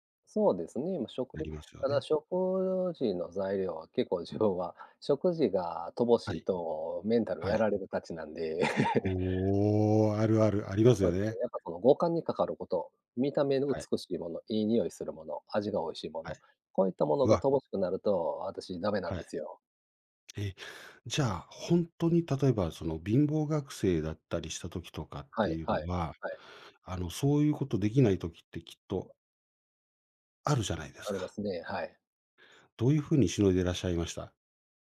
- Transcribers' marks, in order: chuckle
- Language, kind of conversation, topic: Japanese, unstructured, お金の使い方で大切にしていることは何ですか？
- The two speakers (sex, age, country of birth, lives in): male, 50-54, Japan, Japan; male, 55-59, Japan, Japan